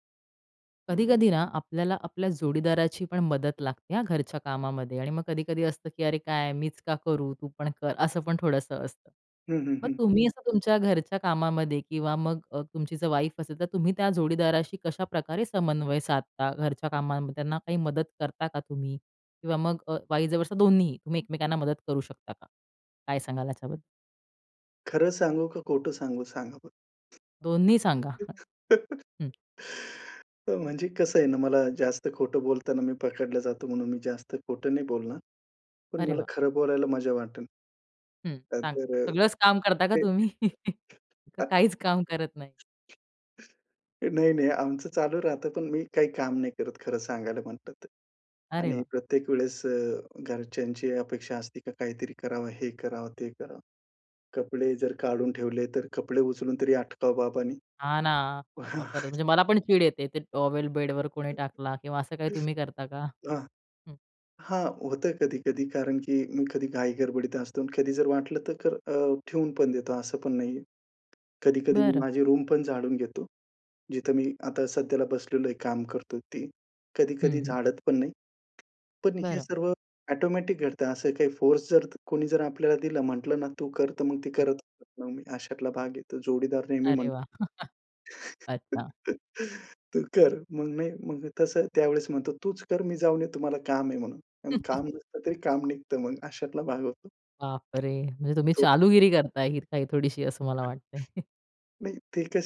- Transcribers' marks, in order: in English: "वाईफ"; in English: "वाईस वर्सा"; laugh; sigh; giggle; laughing while speaking: "तुम्ही? का काहीच काम करत नाही"; laugh; in English: "टॉवेल बेडवर"; giggle; in English: "ऑटोमॅटिक"; in English: "फोर्स"; chuckle; laughing while speaking: "तू कर, मग नाही"; chuckle; other background noise; unintelligible speech; chuckle
- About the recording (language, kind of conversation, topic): Marathi, podcast, घरच्या कामांमध्ये जोडीदाराशी तुम्ही समन्वय कसा साधता?